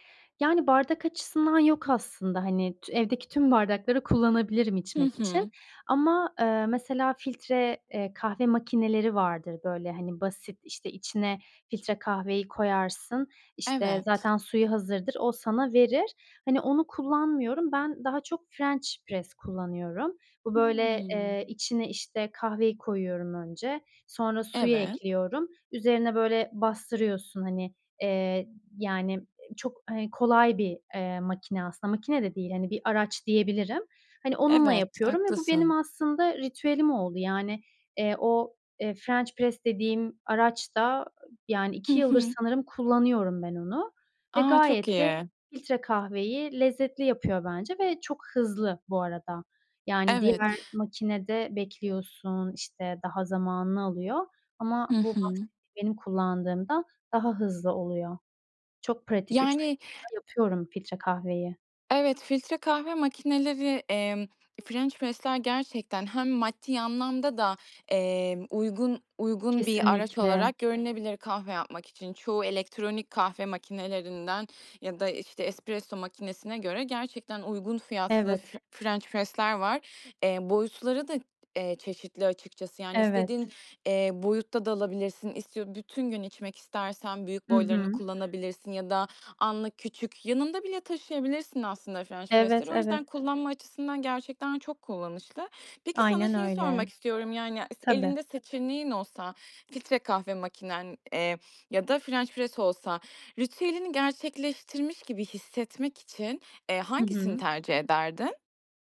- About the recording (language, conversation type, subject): Turkish, podcast, Kahve veya çay ritüelin nasıl, bize anlatır mısın?
- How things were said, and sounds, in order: in English: "french press"; tapping; in English: "french press"; other background noise; unintelligible speech; in English: "Ffrench press'ler"; in Italian: "espresso"; in English: "f french press'ler"; in English: "french press'leri"; in English: "french press"